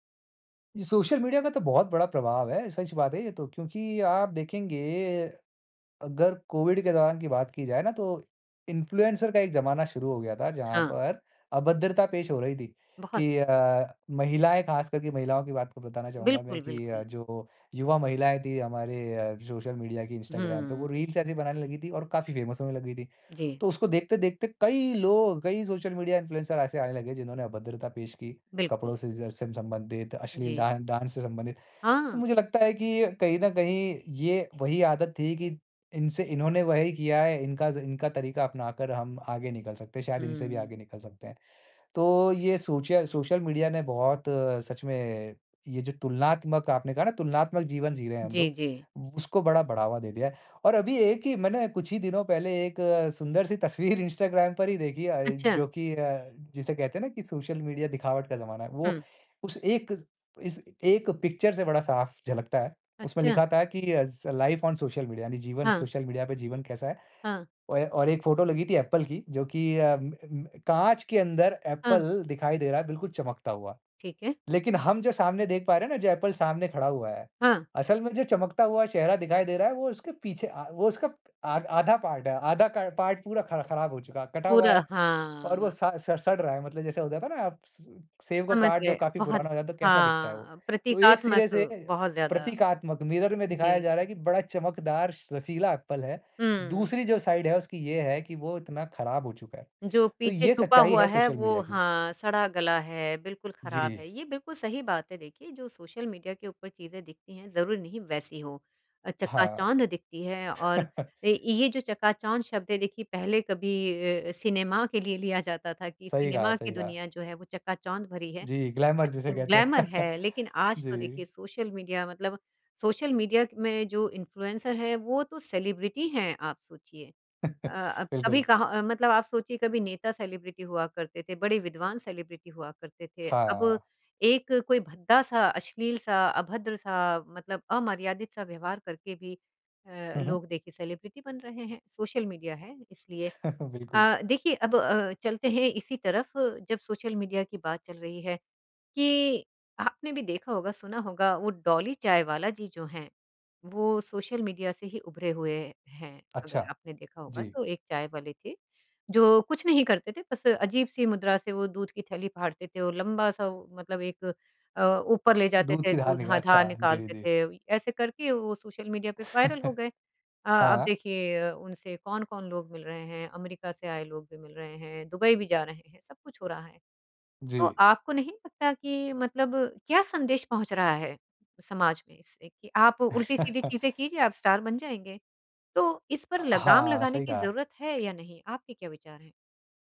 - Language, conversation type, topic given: Hindi, podcast, दूसरों से तुलना करने की आदत आपने कैसे छोड़ी?
- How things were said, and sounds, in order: in English: "इन्फ्लुएंसर"; in English: "फ़ेमस"; in English: "इन्फ्लुएंसर"; laughing while speaking: "तस्वीर"; in English: "पिक्चर"; in English: "एस लाइफ़ ऑन सोशल मीडिया"; in English: "एप्पल"; in English: "एप्पल"; in English: "एप्पल"; in English: "पार्ट"; in English: "पार्ट"; in English: "मिरर"; in English: "एप्पल"; in English: "साइड"; chuckle; in English: "ग्लैमर"; in English: "ग्लैमर"; chuckle; in English: "इन्फ्लुएंसर"; in English: "सेलिब्रिटी"; chuckle; in English: "सेलिब्रिटी"; in English: "सेलिब्रिटी"; in English: "सेलिब्रिटी"; chuckle; in English: "वायरल"; chuckle; chuckle; in English: "स्टार"